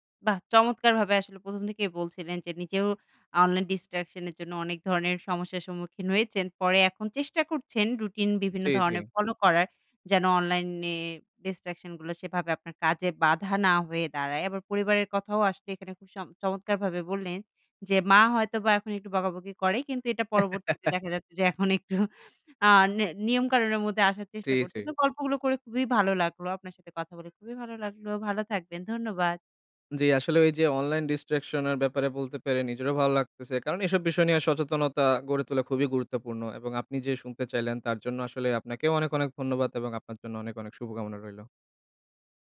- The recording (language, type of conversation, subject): Bengali, podcast, অনলাইন বিভ্রান্তি সামলাতে তুমি কী করো?
- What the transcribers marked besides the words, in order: in English: "online distraction"; in English: "distraction"; laugh; chuckle; in English: "online distraction"